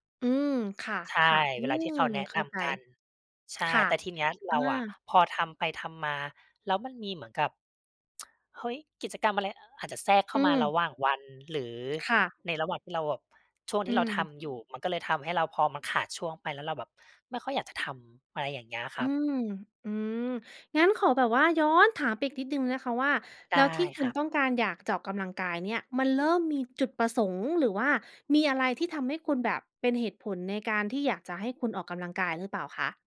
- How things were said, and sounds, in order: tsk; tapping
- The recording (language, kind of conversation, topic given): Thai, advice, คุณเริ่มออกกำลังกายแล้วเลิกกลางคันเพราะอะไร?